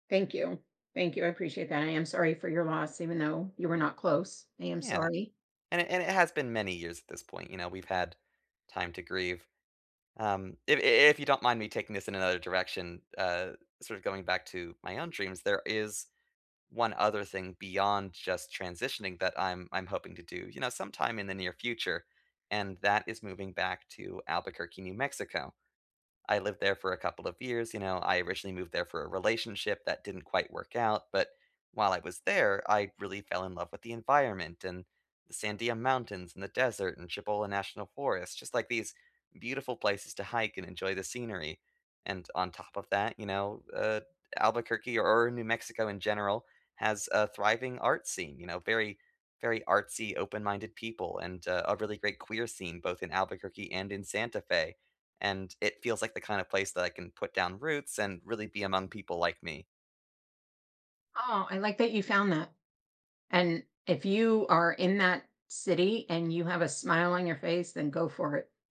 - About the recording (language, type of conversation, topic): English, unstructured, What dreams do you have for your future?
- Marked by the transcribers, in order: none